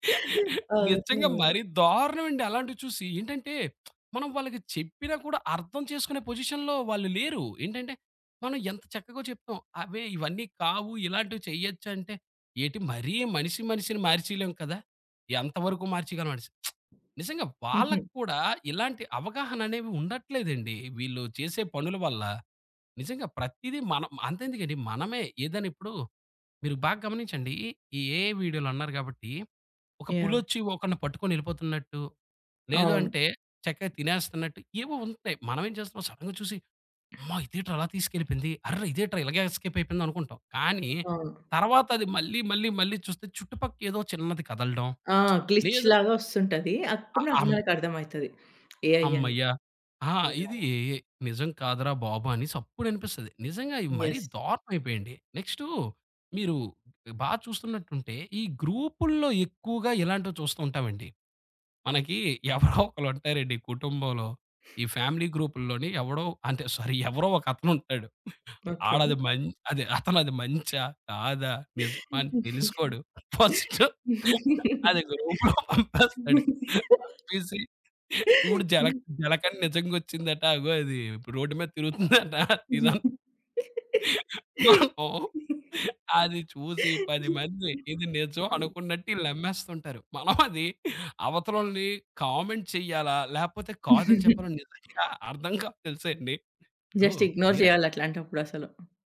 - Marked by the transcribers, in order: lip smack; in English: "పొజిషన్‌లో"; lip smack; in English: "ఏఐ"; in English: "సడెన్‌గా"; other background noise; in English: "గ్లిచ్"; lip smack; in English: "ఏఐ"; in English: "యెస్!"; in English: "నెక్స్ట్"; chuckle; in English: "ఫ్యామిలీ"; in English: "స్వారీ"; laugh; laughing while speaking: "ఫస్ట్ అది గ్రూప్‌లొ పంపేస్తాడు"; in English: "ఫస్ట్"; in English: "గ్రూప్‌లొ"; laughing while speaking: "మీద తిరుగుతుందంట ఇదం"; laugh; laughing while speaking: "మనము"; laugh; chuckle; in English: "కామెంట్"; giggle; in English: "జస్ట్ ఇగ్నోర్"
- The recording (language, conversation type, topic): Telugu, podcast, ఫేక్ న్యూస్‌ను మీరు ఎలా గుర్తించి, ఎలా స్పందిస్తారు?